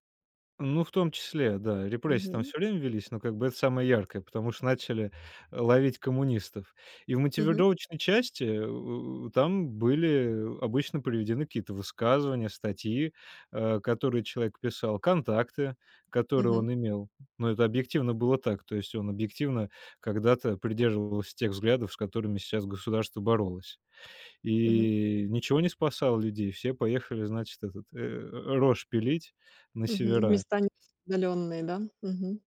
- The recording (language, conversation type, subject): Russian, podcast, Что делать, если старые публикации портят ваш имидж?
- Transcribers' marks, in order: tapping